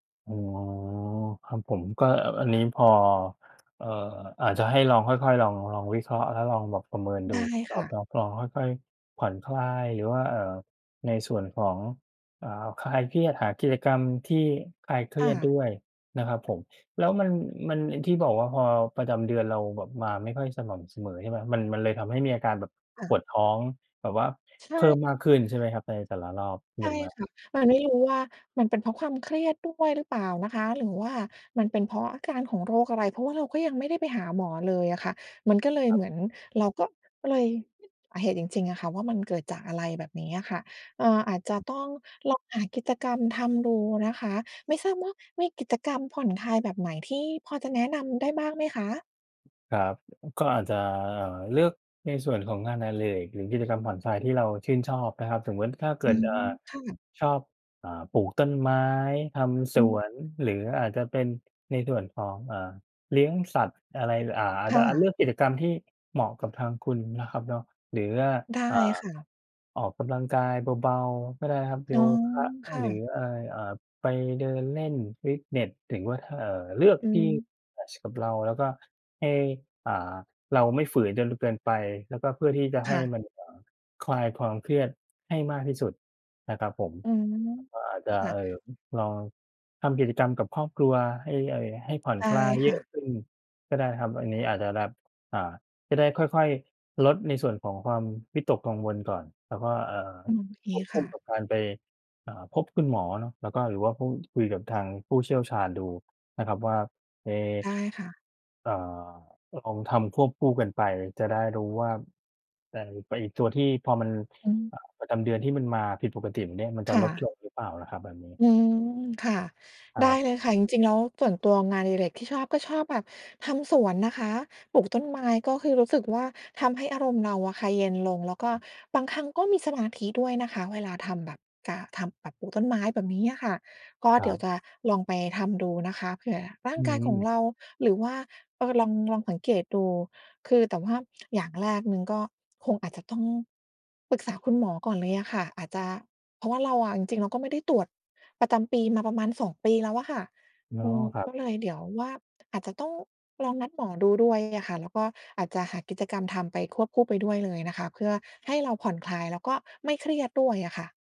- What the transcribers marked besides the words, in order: drawn out: "อ๋อ"; other background noise; tapping
- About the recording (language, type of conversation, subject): Thai, advice, ทำไมฉันถึงวิตกกังวลเรื่องสุขภาพทั้งที่ไม่มีสาเหตุชัดเจน?
- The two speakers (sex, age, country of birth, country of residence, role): female, 40-44, Thailand, United States, user; male, 40-44, Thailand, Thailand, advisor